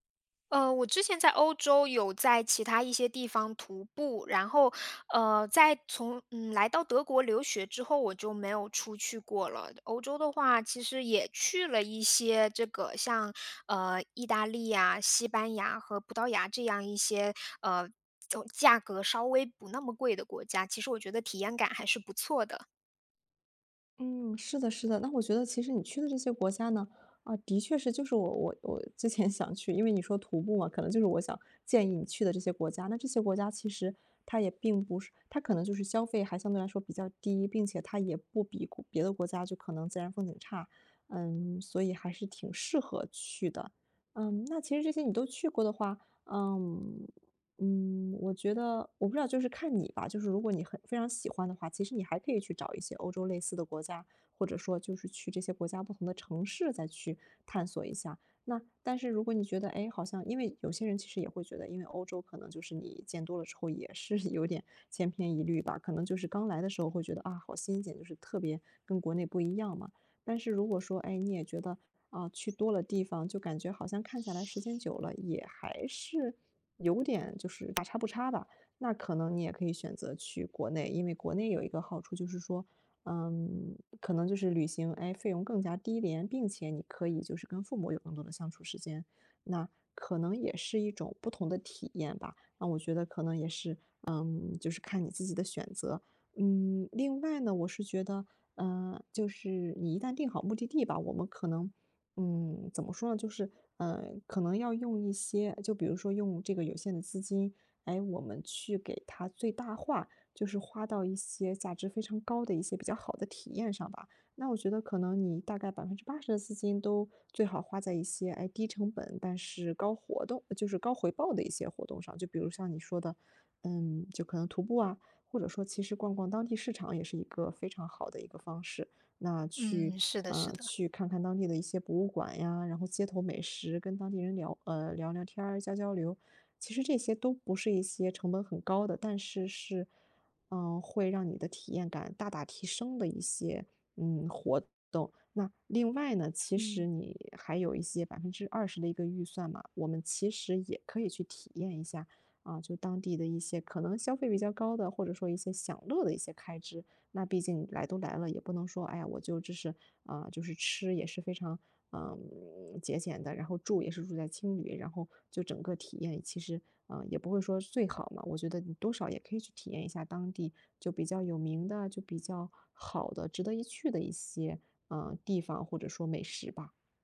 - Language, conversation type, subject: Chinese, advice, 预算有限时，我该如何选择适合的旅行方式和目的地？
- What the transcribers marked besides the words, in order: laughing while speaking: "之前想去"; laughing while speaking: "有点"; other background noise